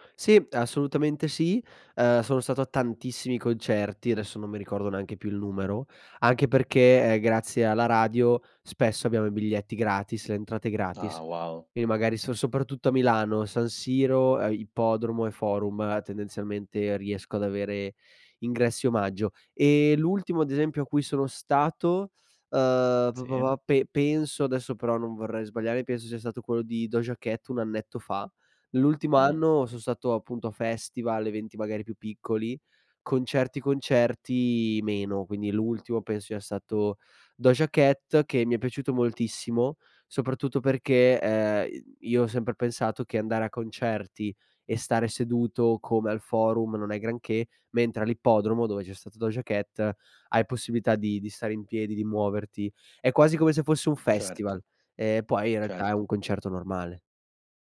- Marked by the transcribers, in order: none
- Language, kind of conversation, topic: Italian, podcast, Come scopri di solito nuova musica?